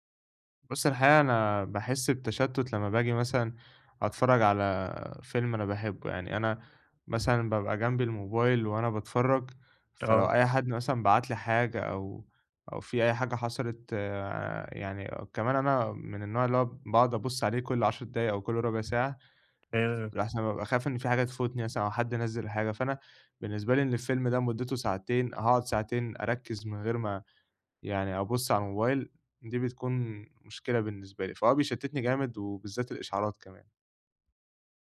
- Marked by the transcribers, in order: tapping
- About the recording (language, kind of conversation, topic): Arabic, advice, ليه بقيت بتشتت ومش قادر أستمتع بالأفلام والمزيكا والكتب في البيت؟